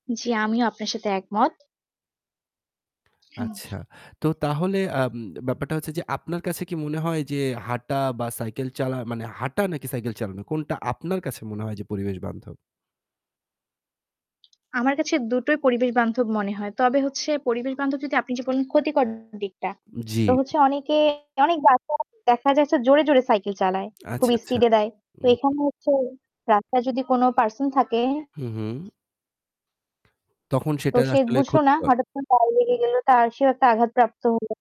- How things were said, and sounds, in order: static; other background noise; other noise; tapping; distorted speech
- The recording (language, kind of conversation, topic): Bengali, unstructured, আপনার মতে সাইকেল চালানো আর হাঁটার মধ্যে কোনটি বেশি উপকারী?